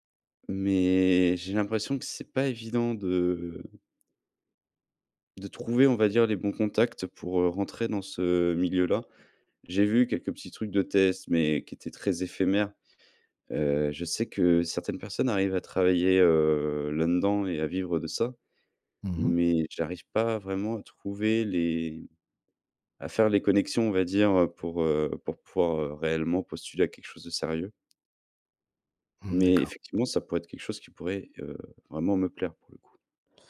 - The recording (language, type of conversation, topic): French, advice, Comment rebondir après une perte d’emploi soudaine et repenser sa carrière ?
- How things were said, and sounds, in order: none